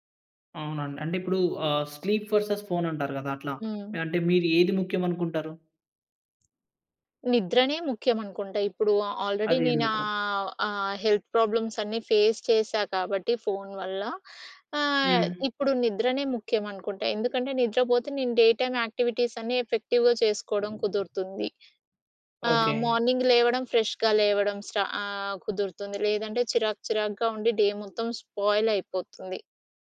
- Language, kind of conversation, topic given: Telugu, podcast, రాత్రి పడుకునే ముందు మొబైల్ ఫోన్ వాడకం గురించి మీ అభిప్రాయం ఏమిటి?
- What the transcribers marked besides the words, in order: in English: "స్లీప్ వర్సెస్"; in English: "ఆల్రెడీ"; in English: "హెల్త్ ప్రాబ్లమ్స్"; in English: "ఫేస్"; in English: "డే టైమ్ యాక్టివిటీస్"; in English: "ఎఫెక్టివ్‍గా"; other background noise; in English: "మార్నింగ్"; in English: "ఫ్రెష్‍గా"; in English: "డే"; in English: "స్పాయిల్"